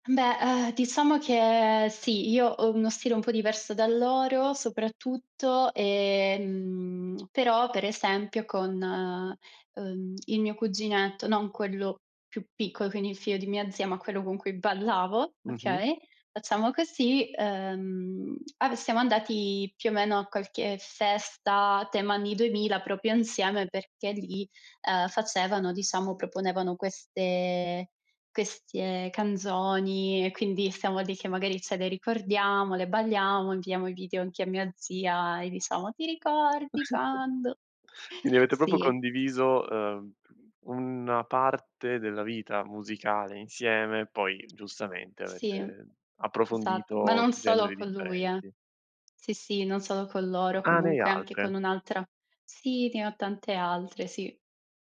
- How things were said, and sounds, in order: tapping; "proprio" said as "propio"; "queste" said as "questie"; "stiamo" said as "stamo"; chuckle; put-on voice: "Ti ricordi quando"; "proprio" said as "propo"
- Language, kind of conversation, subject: Italian, podcast, Qual è il primo ricordo musicale della tua infanzia?